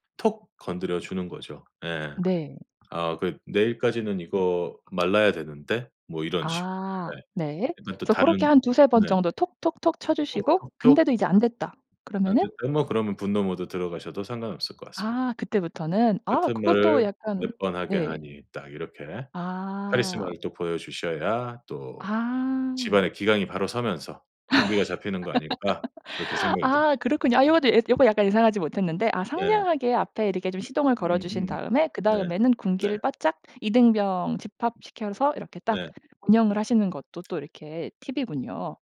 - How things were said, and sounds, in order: tapping; other background noise; laugh
- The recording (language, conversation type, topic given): Korean, podcast, 맞벌이 부부는 집안일을 어떻게 조율하나요?